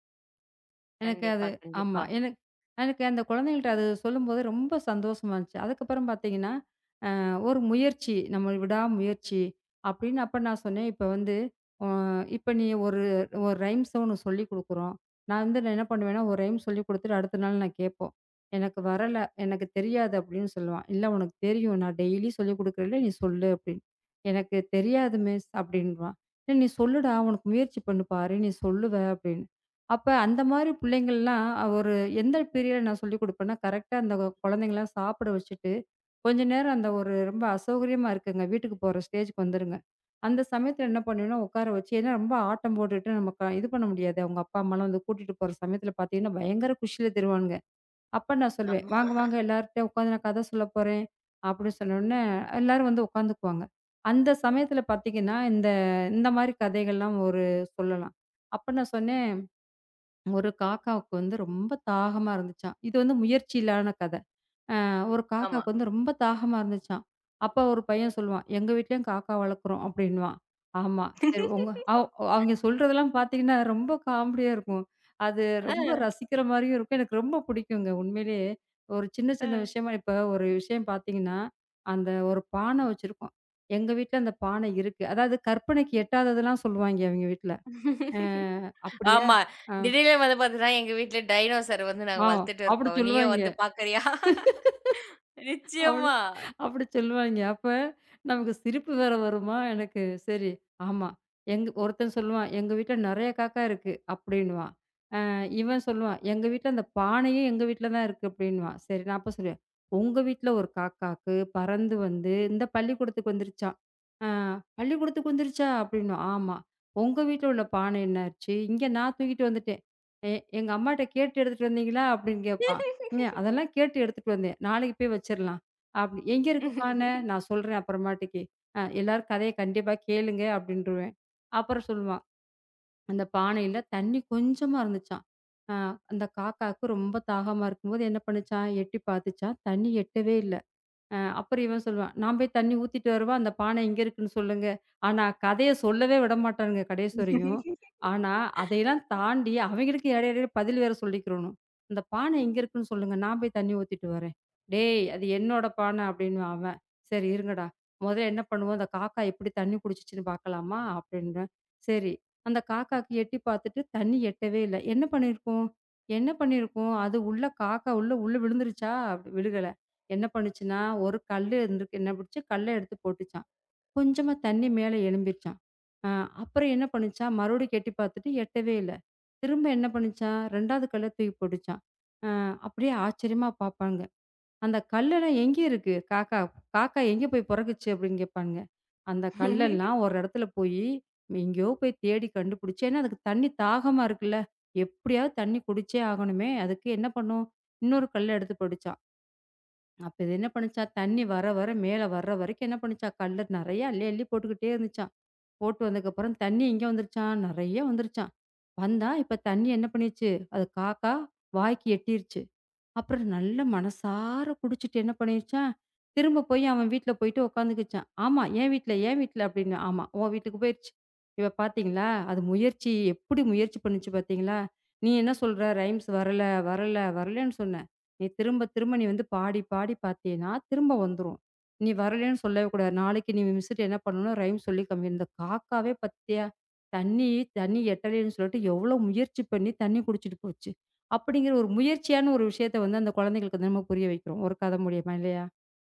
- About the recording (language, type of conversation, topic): Tamil, podcast, கதையை நீங்கள் எப்படி தொடங்குவீர்கள்?
- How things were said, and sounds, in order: "நம்மளோட" said as "நம்மள்"; in English: "ரைம்ஸ"; in English: "ரைம்ஸ்"; in English: "பீரியட்ல"; in English: "ஸ்டேஜ்க்கு"; laughing while speaking: "ஆமா"; drawn out: "இந்த"; laugh; other noise; laughing while speaking: "ஆமா. திடீர்னு வந்து பார்த்தீங்கன்னா, எங்க … வந்து பாக்குறியா? நிச்சயமா"; laughing while speaking: "ஆ. அப்படி சொல்லுவாய்ங்க. அப்படி அப்படி சொல்லுவாய்ங்க"; laugh; "அப்புறமேட்டுக்கு" said as "அப்புறமாட்டிக்கு"; chuckle; laugh; chuckle; in English: "ரைம்ஸ்"; in English: "ரைம்ஸ்"